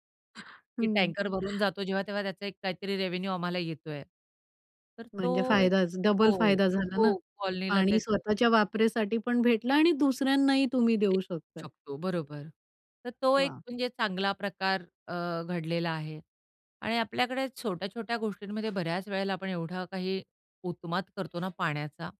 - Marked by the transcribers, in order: other background noise; other noise; in English: "रेव्हेन्यू"; tapping
- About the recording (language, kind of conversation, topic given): Marathi, podcast, पाणी बचतीसाठी रोज तुम्ही काय करता, थोडक्यात सांगाल का?